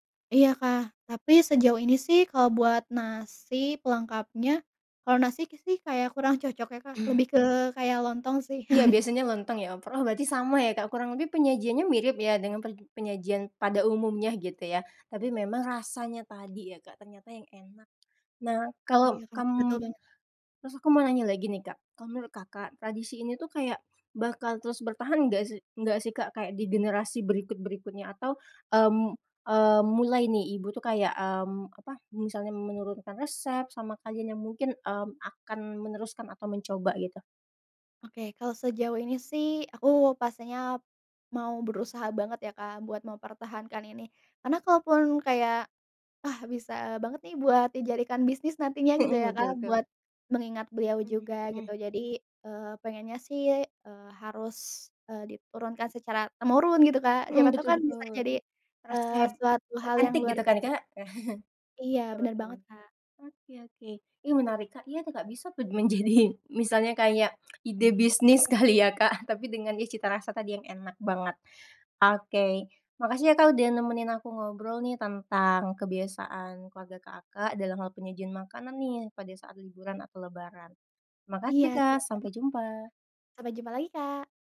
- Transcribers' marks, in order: throat clearing; laugh; in English: "Overall"; tapping; chuckle; laughing while speaking: "menjadi"; laughing while speaking: "kali"
- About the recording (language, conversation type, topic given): Indonesian, podcast, Apakah ada makanan yang selalu disajikan saat liburan keluarga?